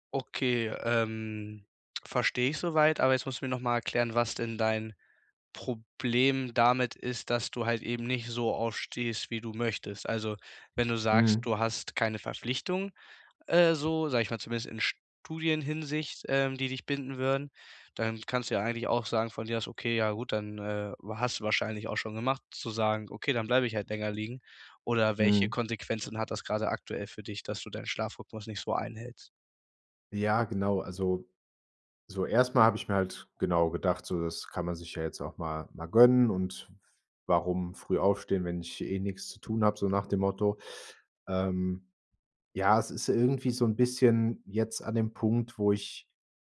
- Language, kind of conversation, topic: German, advice, Warum fällt es dir trotz eines geplanten Schlafrhythmus schwer, morgens pünktlich aufzustehen?
- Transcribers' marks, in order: none